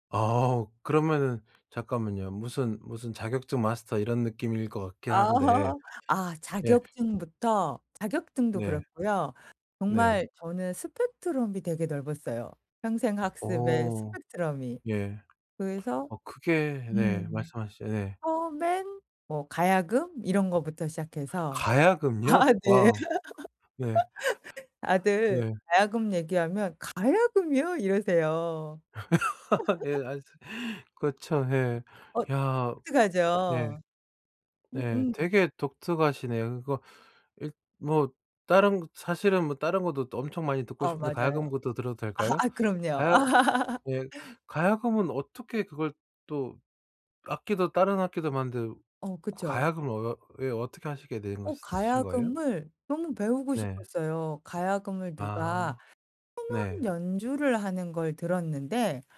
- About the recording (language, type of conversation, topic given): Korean, podcast, 평생학습을 시작하게 된 계기는 무엇이었나요?
- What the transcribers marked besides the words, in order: laugh; other background noise; tapping; laughing while speaking: "아 네"; laugh; laugh; laughing while speaking: "예. 아"; laugh; laugh; unintelligible speech